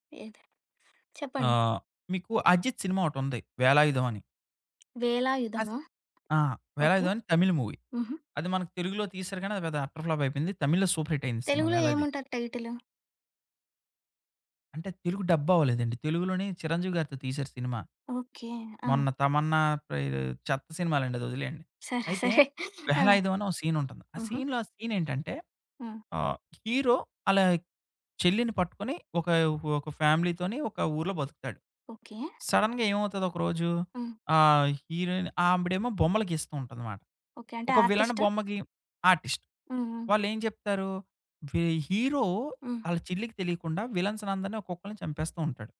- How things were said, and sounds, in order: tapping; other background noise; in English: "మూవీ"; in English: "అట్టర్ ఫ్లాప్"; in English: "సూపర్ హిట్"; laughing while speaking: "సరే సరే. ఆ!"; in English: "సీన్"; in English: "సీన్‌లో ఆ సీన్"; in English: "ఫ్యామిలీతోని"; in English: "సడెన్‌గా"; in English: "విలాన్"; in English: "ఆర్టిస్ట్"
- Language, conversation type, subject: Telugu, podcast, సౌండ్‌ట్రాక్ ఒక సినిమాకు ఎంత ప్రభావం చూపుతుంది?